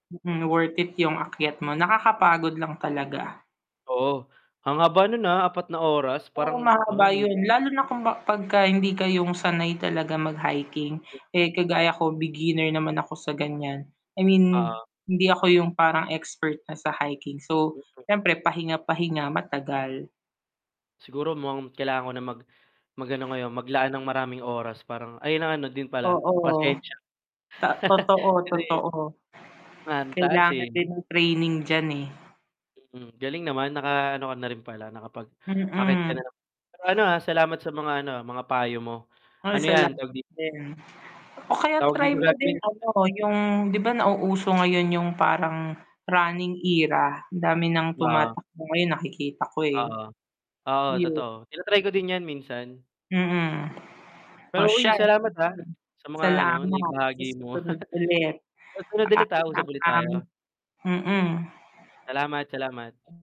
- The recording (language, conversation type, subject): Filipino, unstructured, Ano ang paborito mong gawin kapag may libreng oras ka?
- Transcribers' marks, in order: static; other background noise; laugh; tapping; unintelligible speech; distorted speech; chuckle